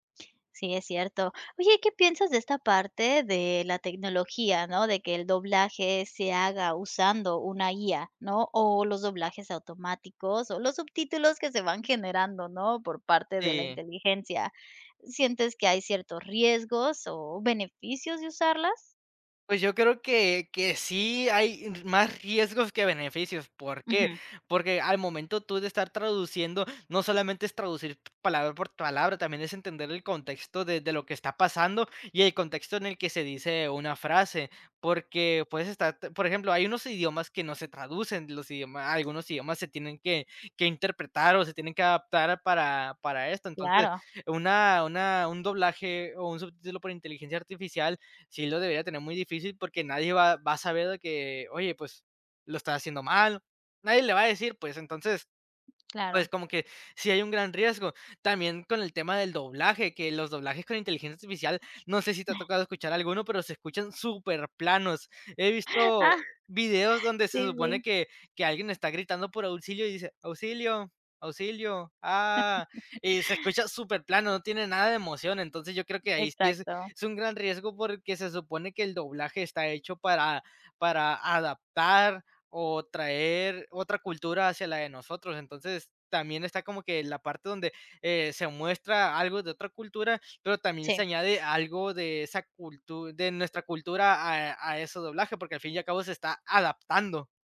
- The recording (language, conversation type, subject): Spanish, podcast, ¿Cómo afectan los subtítulos y el doblaje a una serie?
- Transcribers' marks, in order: other background noise; chuckle; chuckle